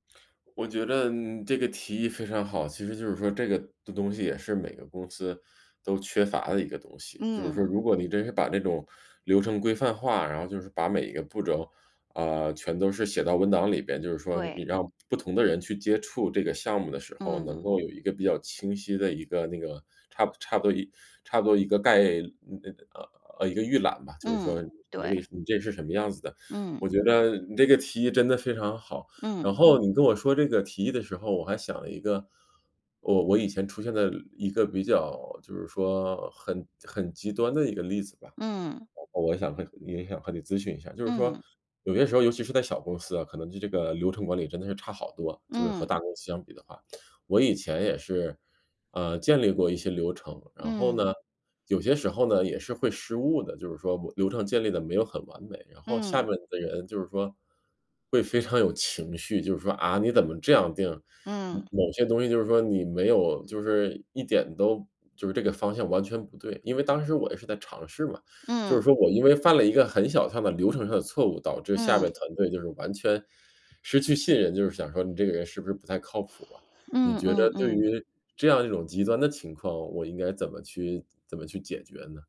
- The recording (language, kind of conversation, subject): Chinese, advice, 我们团队沟通不顺、缺乏信任，应该如何改善？
- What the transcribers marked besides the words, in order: lip smack; other background noise